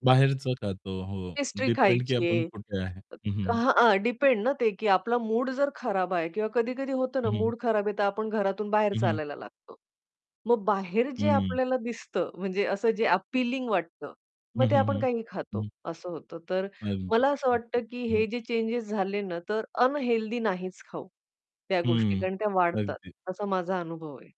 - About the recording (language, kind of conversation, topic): Marathi, podcast, अन्न आणि मूड यांचं नातं तुमच्या दृष्टीने कसं आहे?
- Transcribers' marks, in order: distorted speech; static